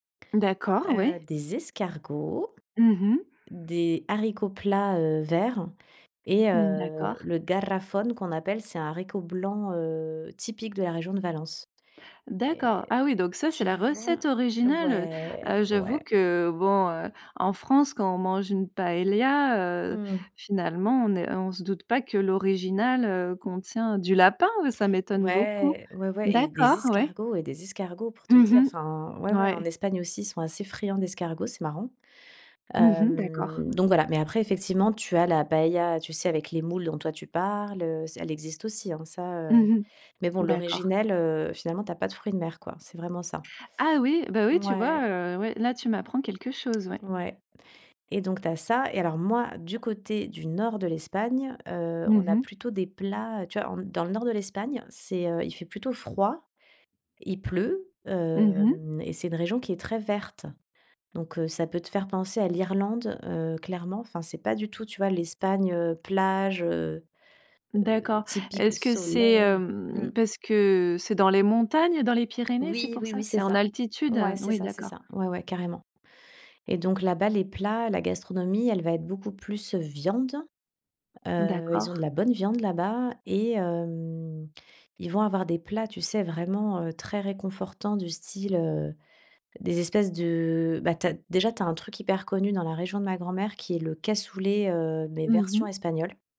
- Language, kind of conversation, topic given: French, podcast, Quelles recettes se transmettent chez toi de génération en génération ?
- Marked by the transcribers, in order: put-on voice: "garrofón"; in Spanish: "garrofón"; "paella" said as "paellia"; stressed: "lapin"; drawn out: "Ouais"; drawn out: "Hem"; put-on voice: "paella"; drawn out: "heu"; stressed: "froid"; stressed: "viande"; drawn out: "hem"; drawn out: "de"